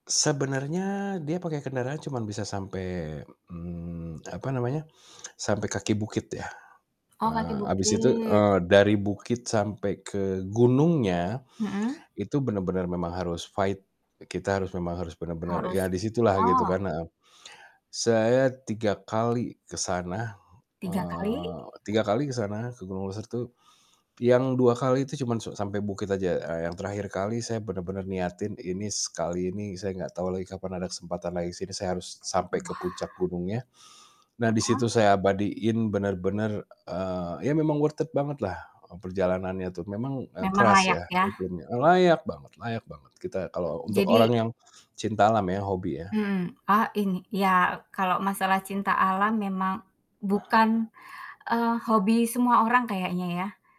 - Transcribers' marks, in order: other background noise; in English: "fight"; tapping; in English: "worth it"
- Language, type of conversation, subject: Indonesian, podcast, Pernah nggak kamu benar-benar terpana saat melihat pemandangan alam?